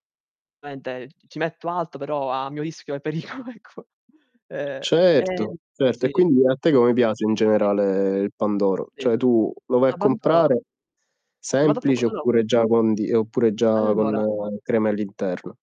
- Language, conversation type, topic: Italian, unstructured, Tra panettone e pandoro, quale dolce natalizio ami di più e perché?
- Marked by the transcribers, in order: unintelligible speech; other background noise; laughing while speaking: "pericolo ecco"; tapping; distorted speech; unintelligible speech; static; "Cioè" said as "ceh"